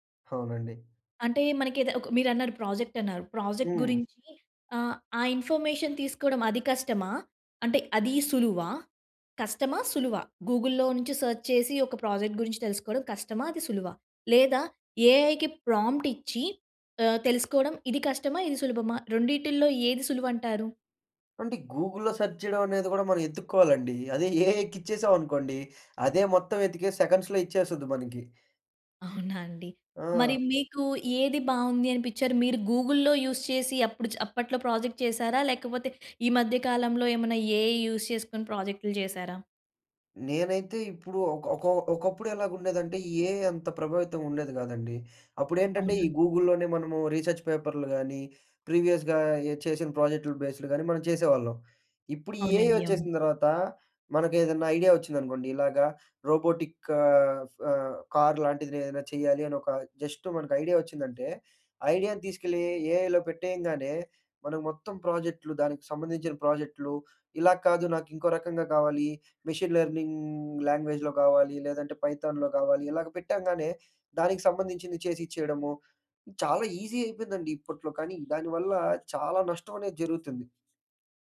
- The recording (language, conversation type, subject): Telugu, podcast, సోషల్ మీడియాలో చూపుబాటలు మీ ఎంపికలను ఎలా మార్చేస్తున్నాయి?
- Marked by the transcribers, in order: in English: "ప్రాజెక్ట్"; in English: "ప్రాజెక్ట్"; in English: "ఇన్ఫర్మేషన్"; in English: "గూగుల్‌లో"; in English: "సెర్చ్"; in English: "ప్రాజెక్ట్"; in English: "ఏఐకి ప్రాంప్ట్"; in English: "గూగుల్‌లో సెర్చ్"; in English: "ఏఐ"; in English: "సెకండ్స్‌లో"; in English: "గూగుల్‌లో యూజ్"; in English: "ప్రాజెక్ట్"; in English: "ఏఐ యూజ్"; in English: "ఏఐ"; in English: "గూగుల్‍లోనే"; in English: "రీసెర్చ్"; in English: "ప్రీవియస్‌గా"; in English: "ఏఐ"; in English: "రోబోటిక్"; in English: "జస్ట్"; in English: "ఏఐలో"; in English: "మెషిన్ లెర్నింగ్ లాంగ్వేజ్‌లో"; in English: "పైథాన్‍లో"; in English: "ఈజీ"